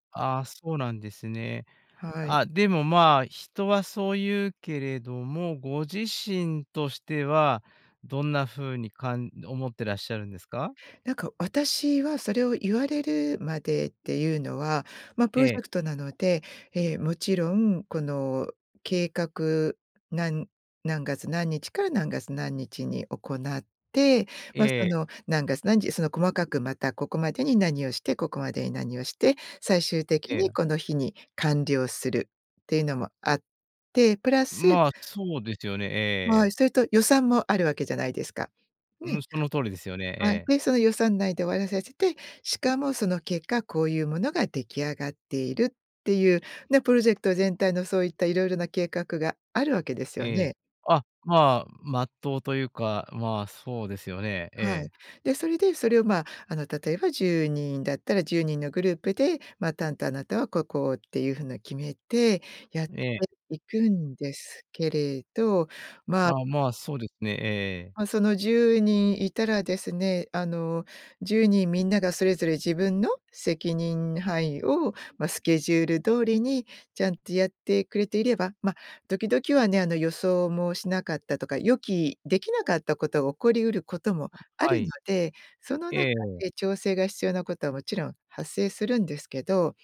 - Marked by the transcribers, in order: none
- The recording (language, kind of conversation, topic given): Japanese, podcast, 完璧主義を手放すコツはありますか？